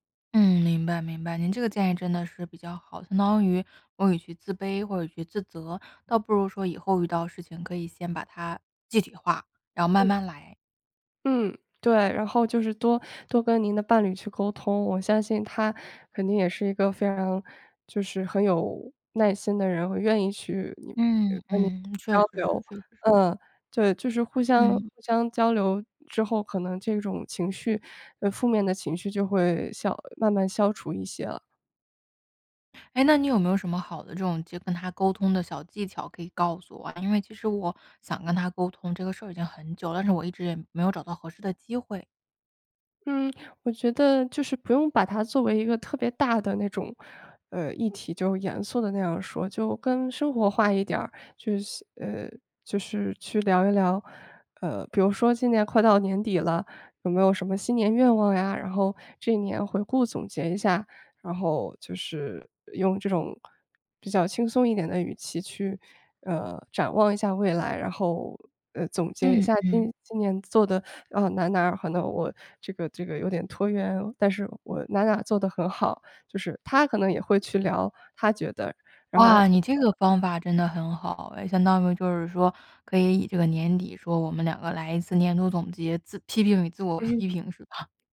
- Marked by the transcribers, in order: unintelligible speech; laughing while speaking: "嗯"; laughing while speaking: "吧？"
- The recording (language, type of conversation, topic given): Chinese, advice, 当伴侣指出我的缺点让我陷入自责时，我该怎么办？